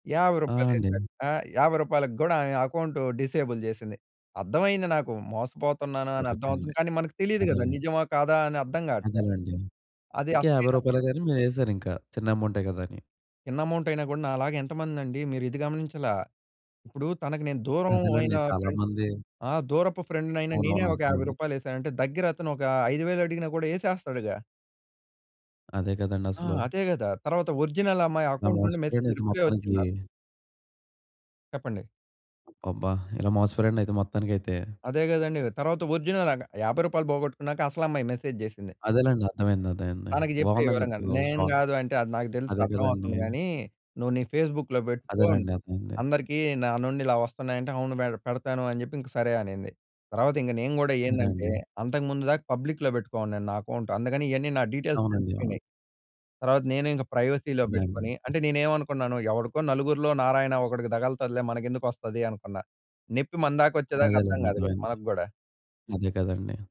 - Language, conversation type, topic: Telugu, podcast, సామాజిక మాధ్యమాల్లో మీరు మీ నిజమైన స్వరాన్ని ఎలా కాపాడుకుంటారు?
- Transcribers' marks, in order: in English: "అకౌంట్ డిసేబుల్"; unintelligible speech; in English: "అమౌంట్"; in English: "ఫ్రెండ్"; in English: "ఒరిజినల్"; in English: "అకౌంట్"; in English: "మెసేజ్ రిప్లై"; in English: "ఒరిజినల్"; in English: "మెసేజ్"; in English: "షాక్!"; in English: "ఫేస్బుక్‌లో"; in English: "పబ్లిక్‌లో"; in English: "అకౌంట్"; in English: "డీటెయిల్స్"; in English: "ప్రైవసీలో"; other background noise